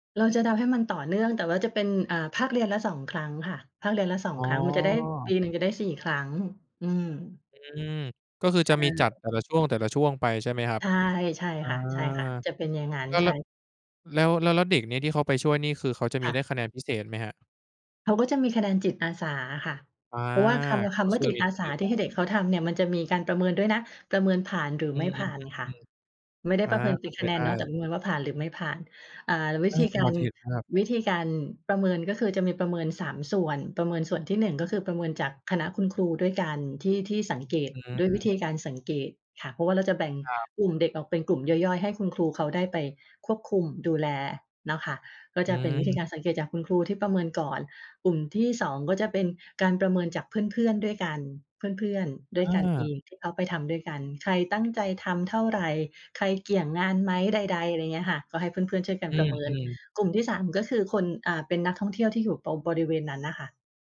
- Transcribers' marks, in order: none
- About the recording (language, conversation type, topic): Thai, podcast, คุณเคยเข้าร่วมกิจกรรมเก็บขยะหรือกิจกรรมอนุรักษ์สิ่งแวดล้อมไหม และช่วยเล่าให้ฟังได้ไหม?